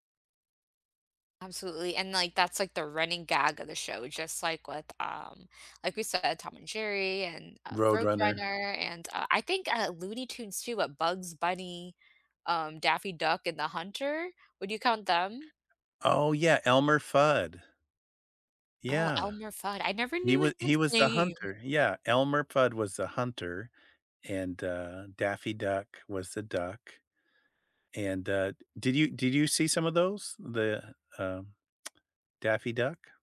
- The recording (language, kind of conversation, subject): English, unstructured, Which childhood cartoon or character do you still quote today, and why do those lines stick with you?
- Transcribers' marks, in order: other background noise; lip smack